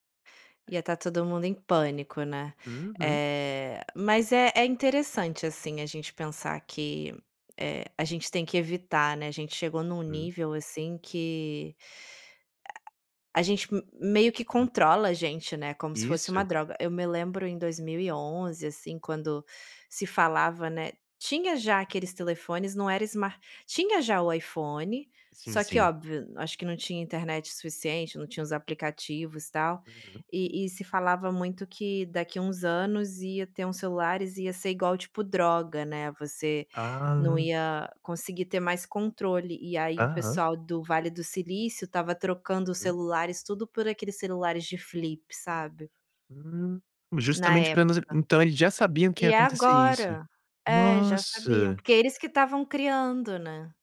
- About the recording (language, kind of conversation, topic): Portuguese, podcast, Como você evita passar tempo demais nas redes sociais?
- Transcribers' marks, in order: other noise; in English: "flip"